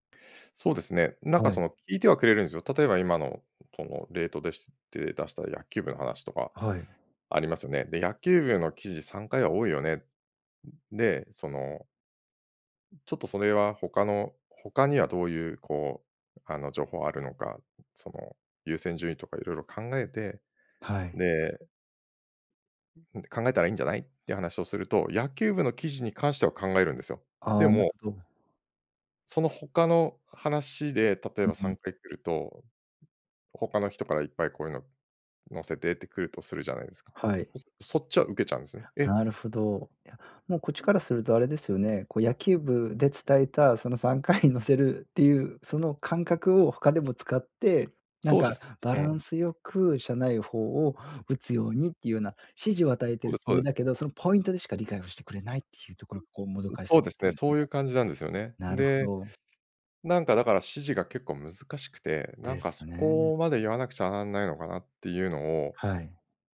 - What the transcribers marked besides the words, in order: other noise; other background noise; laughing while speaking: "さんかい に載せる"
- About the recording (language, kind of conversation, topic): Japanese, advice, 仕事で同僚に改善点のフィードバックをどのように伝えればよいですか？